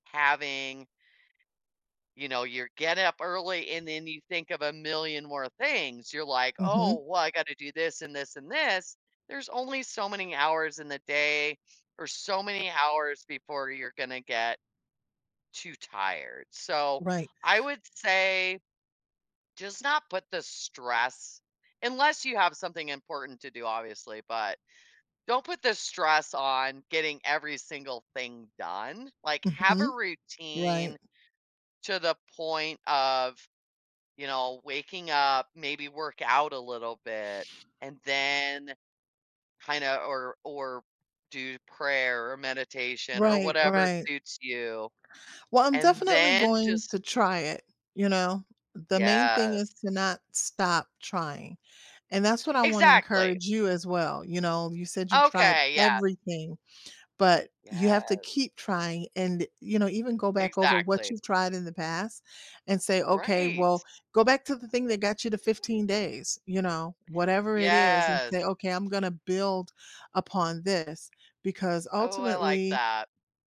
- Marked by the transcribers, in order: tapping; other background noise; stressed: "everything"
- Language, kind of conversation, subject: English, unstructured, How do habits shape our daily lives and personal growth?
- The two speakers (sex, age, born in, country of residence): female, 45-49, United States, United States; female, 55-59, United States, United States